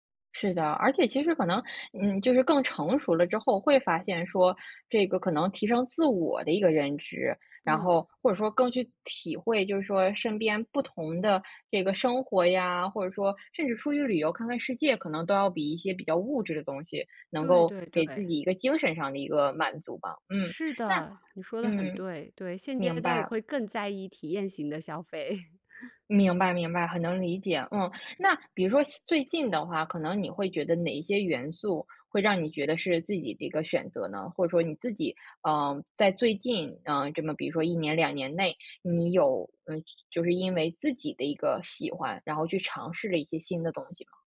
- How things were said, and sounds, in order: chuckle
- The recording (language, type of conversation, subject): Chinese, podcast, 如何在追随潮流的同时保持真实的自己？